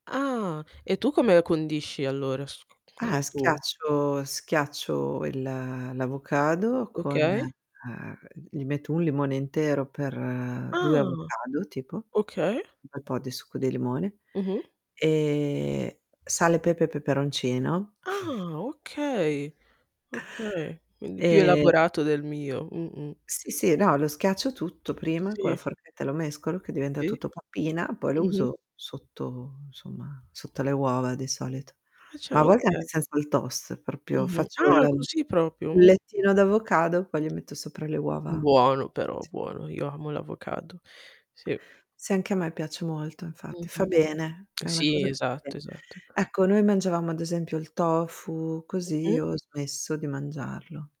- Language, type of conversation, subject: Italian, unstructured, Quali sono i tuoi trucchi per mangiare sano senza rinunciare al gusto?
- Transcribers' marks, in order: other background noise; "condisci" said as "accondisci"; tapping; distorted speech; drawn out: "e"; chuckle; "Sì" said as "i"; other noise; unintelligible speech